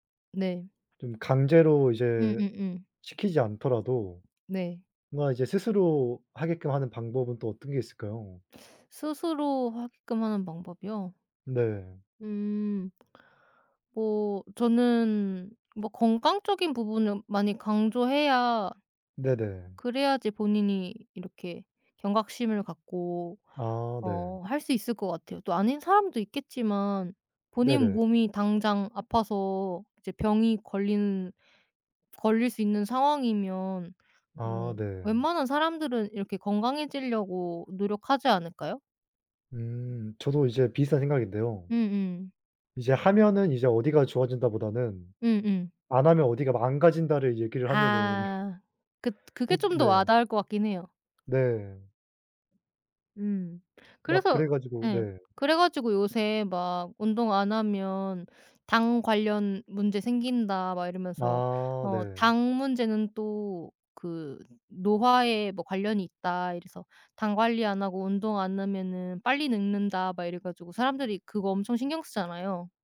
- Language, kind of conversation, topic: Korean, unstructured, 운동을 억지로 시키는 것이 옳을까요?
- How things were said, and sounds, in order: other background noise; tapping